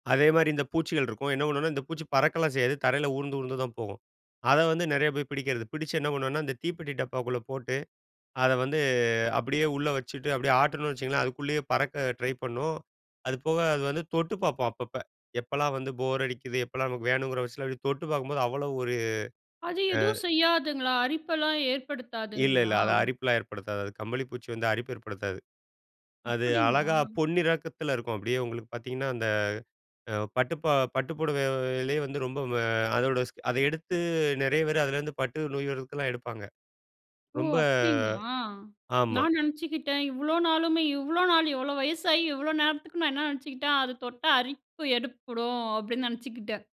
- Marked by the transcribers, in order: drawn out: "வந்து"; in English: "ட்ரை"; in English: "போர்"; drawn out: "அ"; tapping
- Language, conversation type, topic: Tamil, podcast, இயற்கையில் பூச்சிகளைப் பிடித்து பார்த்து விளையாடிய அனுபவம் உங்களுக்கு என்ன?